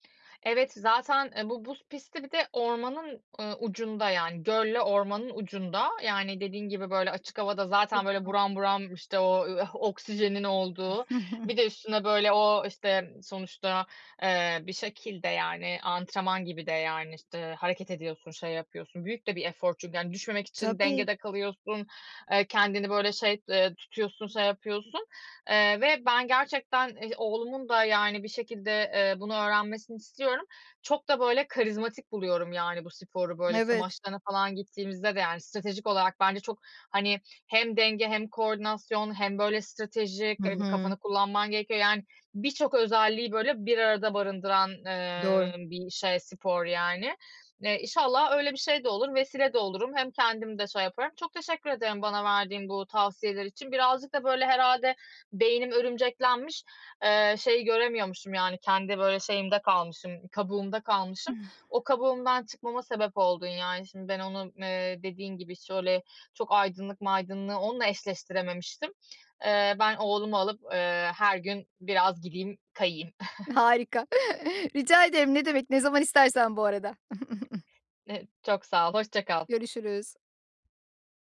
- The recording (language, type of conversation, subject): Turkish, advice, İş ve sorumluluklar arasında zaman bulamadığım için hobilerimi ihmal ediyorum; hobilerime düzenli olarak nasıl zaman ayırabilirim?
- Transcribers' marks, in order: scoff; chuckle; other background noise; chuckle; joyful: "Harika, rica ederim. Ne demek? Ne zaman istersen bu arada"; chuckle; tapping; chuckle